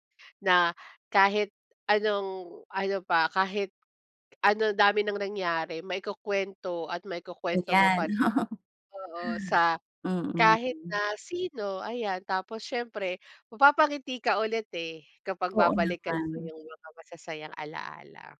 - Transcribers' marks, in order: laughing while speaking: "oo"; other background noise
- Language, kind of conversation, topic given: Filipino, unstructured, Ano ang pinakamaagang alaala mo na palagi kang napapangiti?